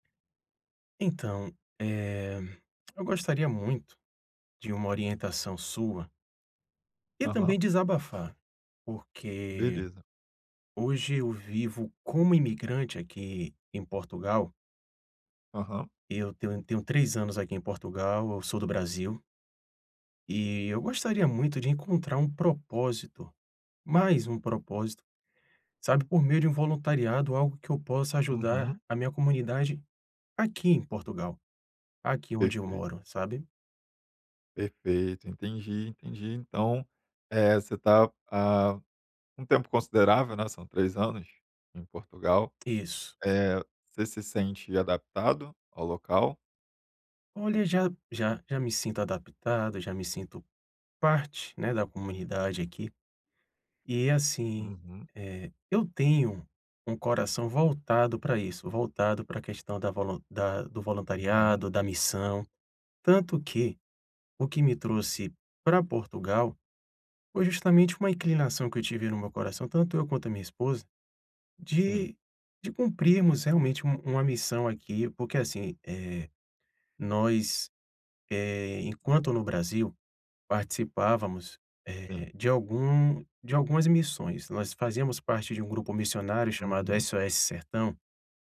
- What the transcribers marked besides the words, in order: tapping
- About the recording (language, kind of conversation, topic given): Portuguese, advice, Como posso encontrar propósito ao ajudar minha comunidade por meio do voluntariado?